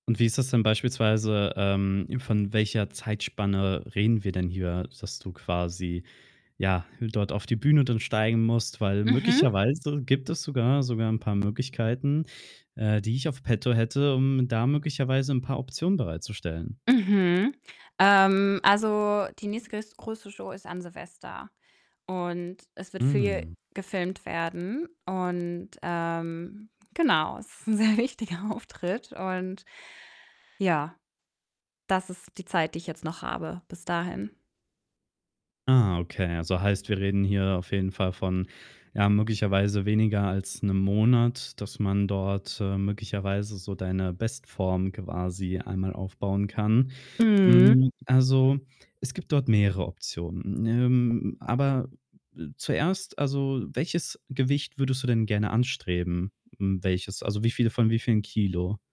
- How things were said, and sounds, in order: distorted speech; other background noise; laughing while speaking: "sehr wichtiger Auftritt"; static
- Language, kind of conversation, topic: German, advice, Wie beeinträchtigen Sorgen um dein Aussehen dein Selbstbewusstsein im Alltag?